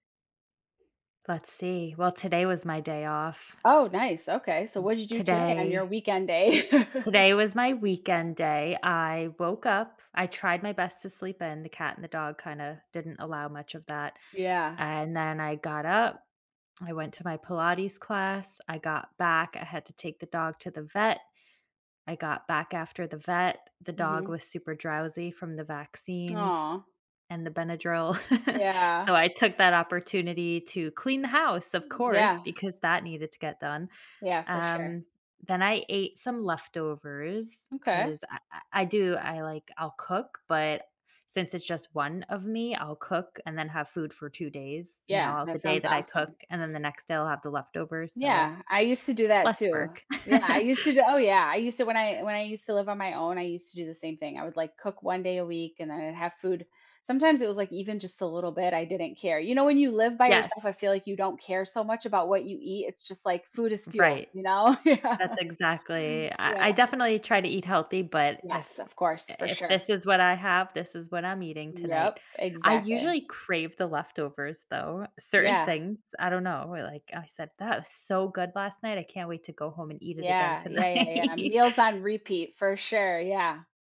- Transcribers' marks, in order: other background noise; chuckle; tapping; chuckle; laugh; laughing while speaking: "Yeah"; laughing while speaking: "tonight"
- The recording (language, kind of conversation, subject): English, unstructured, What do you enjoy doing in your free time on weekends?